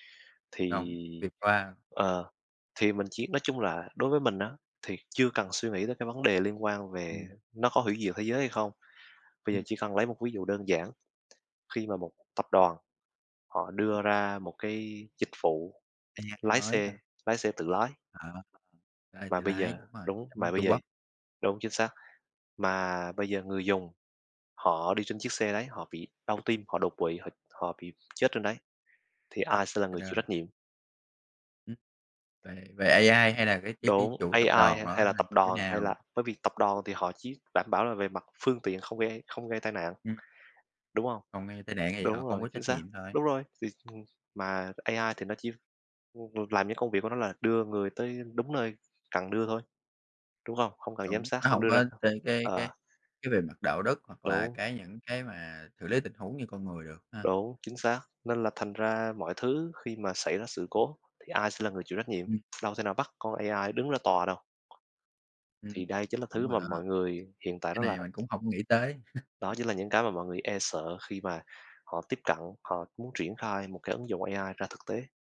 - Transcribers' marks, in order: other background noise; tapping; laugh
- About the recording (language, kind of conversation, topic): Vietnamese, unstructured, Bạn nghĩ phát minh khoa học nào đã thay đổi thế giới?